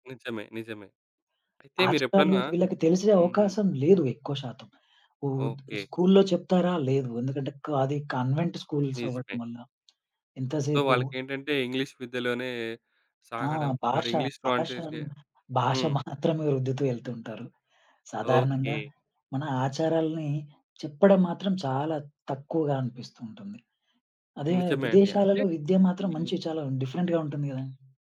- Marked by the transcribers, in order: in English: "కన్వెంట్ స్కూల్స్"; tapping; in English: "సో"; in English: "ఇంగ్లీష్"; in English: "ఇంగ్లీష్‌లో"; chuckle; in English: "డిఫరెంట్‌గా"
- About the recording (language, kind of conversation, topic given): Telugu, podcast, నేటి యువతలో ఆచారాలు మారుతున్నాయా? మీ అనుభవం ఏంటి?